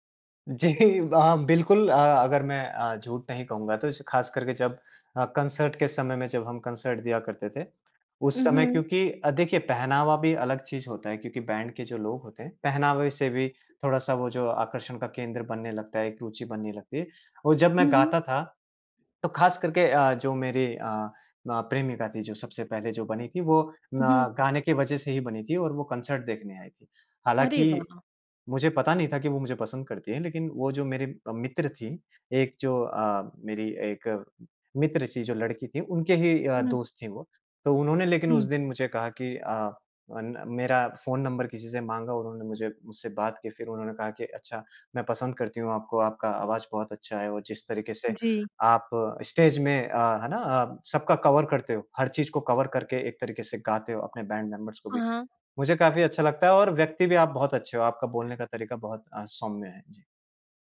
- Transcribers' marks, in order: laughing while speaking: "वहाँ"; in English: "कंसर्ट"; in English: "कंसर्ट"; in English: "बैंड"; in English: "कॉन्सर्ट"; in English: "स्टेज"; in English: "कवर"; in English: "कवर"; in English: "बैंड मेंबर्स"; other background noise
- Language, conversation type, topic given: Hindi, podcast, ज़िंदगी के किस मोड़ पर संगीत ने आपको संभाला था?